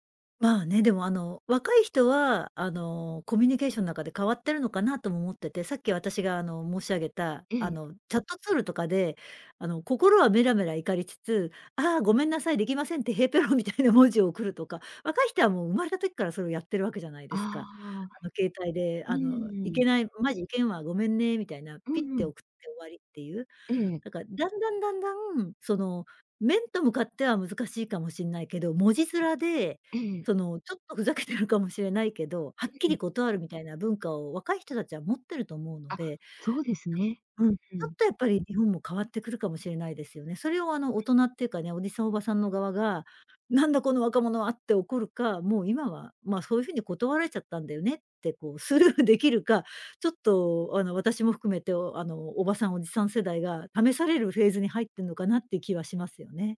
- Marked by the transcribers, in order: laughing while speaking: "へいたろうみたいな"; laughing while speaking: "ふざけてるかも"; unintelligible speech; other background noise; laughing while speaking: "スルー出来るか"
- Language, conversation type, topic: Japanese, podcast, 「ノー」と言うのは難しい？どうしてる？